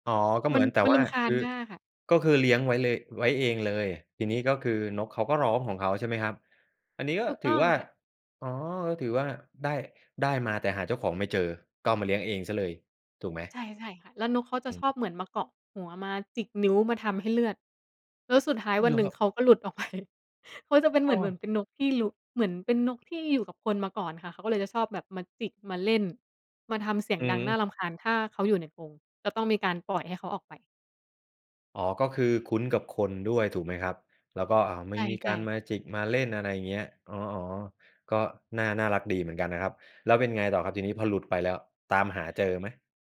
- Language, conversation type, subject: Thai, podcast, เสียงนกหรือเสียงลมส่งผลต่ออารมณ์ของคุณอย่างไร?
- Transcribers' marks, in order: other background noise; laughing while speaking: "ไป"; chuckle